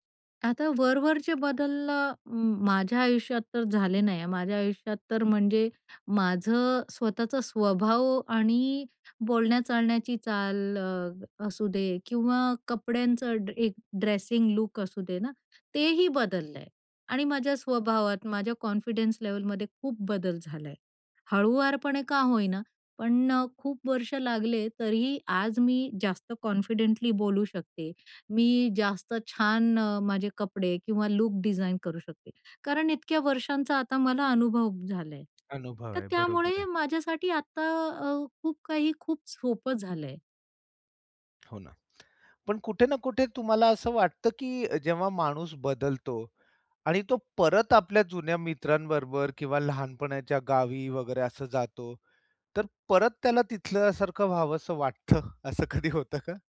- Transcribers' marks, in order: tapping; in English: "कॉन्फिडन्स"; in English: "कॉन्फिडेंटली"; laughing while speaking: "वाटतं असं कधी होतं का?"
- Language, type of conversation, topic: Marathi, podcast, तुझा स्टाइल कसा बदलला आहे, सांगशील का?